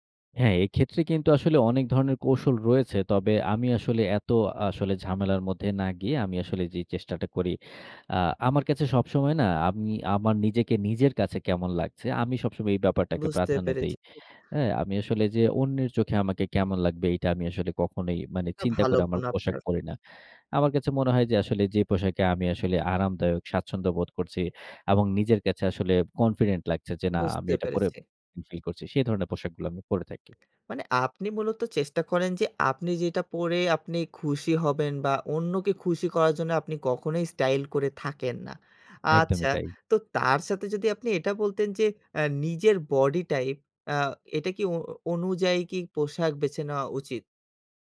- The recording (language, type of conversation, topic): Bengali, podcast, বাজেটের মধ্যে স্টাইল বজায় রাখার আপনার কৌশল কী?
- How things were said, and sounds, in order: none